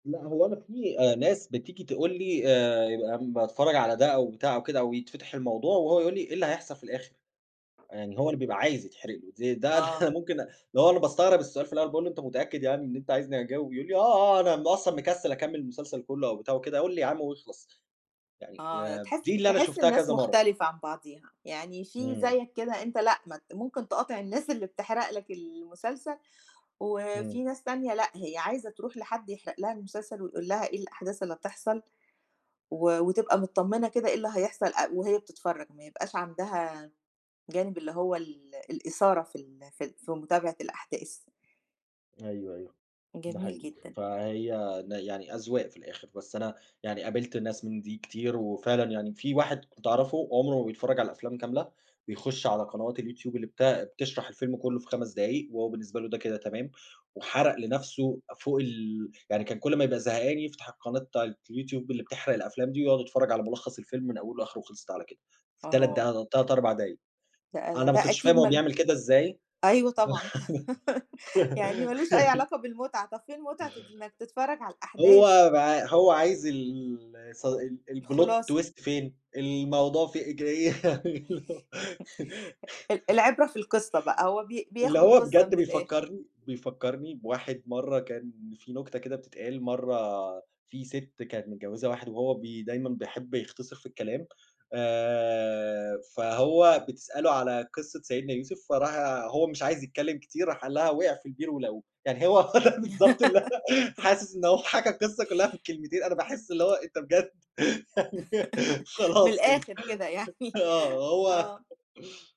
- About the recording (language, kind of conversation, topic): Arabic, podcast, إزاي بتتعامل مع حرق نهاية فيلم أو مسلسل؟
- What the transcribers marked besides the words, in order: laughing while speaking: "أنا ممكن أ"; other background noise; tapping; laugh; laugh; in English: "الPlot Twist"; chuckle; laugh; laugh; laughing while speaking: "بالضبط اللي أنا"; laughing while speaking: "حكى"; laugh; laugh; laughing while speaking: "يعني"; laughing while speaking: "خلاص كده"; chuckle